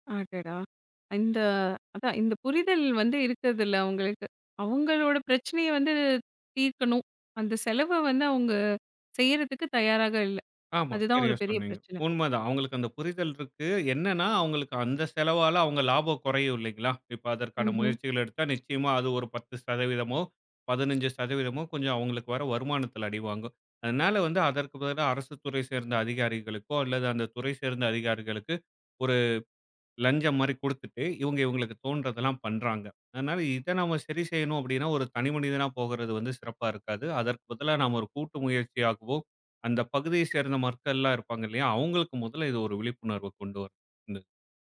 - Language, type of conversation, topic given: Tamil, podcast, ஒரு நதியை ஒரே நாளில் எப்படிச் சுத்தம் செய்யத் தொடங்கலாம்?
- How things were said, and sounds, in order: unintelligible speech